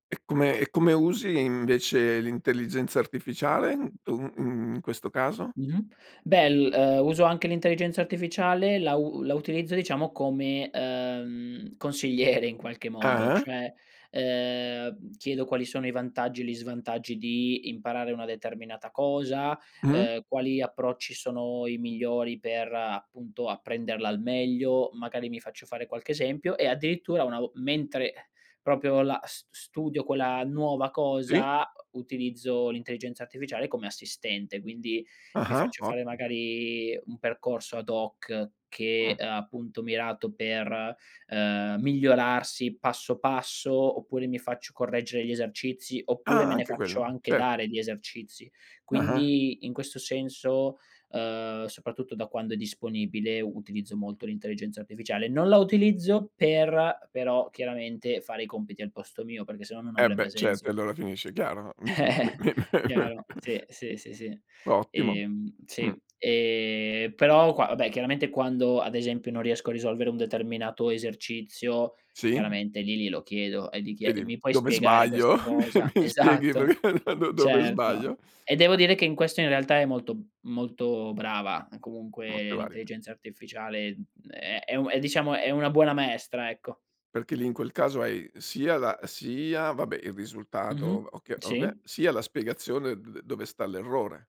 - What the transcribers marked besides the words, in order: laughing while speaking: "consigliere"; "proprio" said as "propio"; other background noise; chuckle; chuckle; laughing while speaking: "Esatto"; laughing while speaking: "per"
- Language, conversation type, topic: Italian, podcast, Come scegli le risorse quando vuoi imparare qualcosa di nuovo?